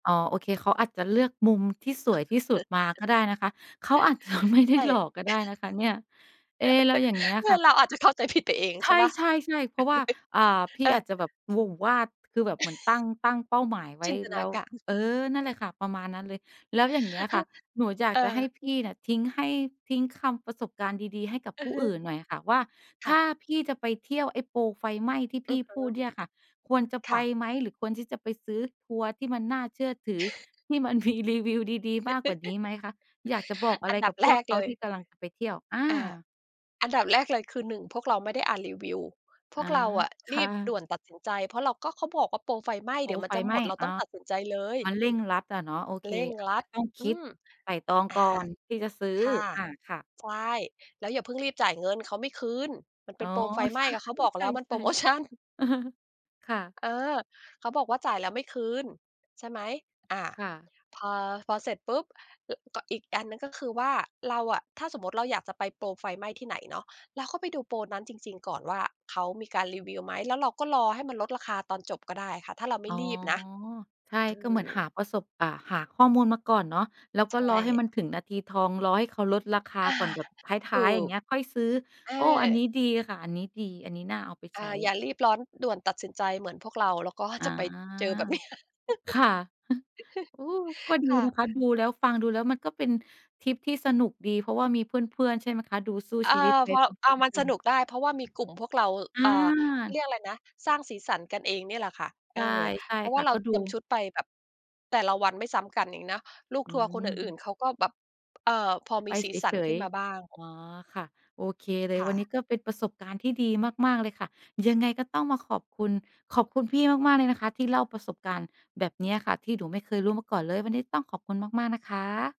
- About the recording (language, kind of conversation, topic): Thai, podcast, คุณเคยโดนหลอกตอนเที่ยวไหม แล้วได้เรียนรู้อะไร?
- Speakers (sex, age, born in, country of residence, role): female, 35-39, Thailand, Thailand, host; female, 45-49, United States, United States, guest
- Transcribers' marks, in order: other background noise; chuckle; tapping; laughing while speaking: "ไม่ได้หลอก"; chuckle; laugh; chuckle; chuckle; laughing while speaking: "ใช่"; chuckle; laugh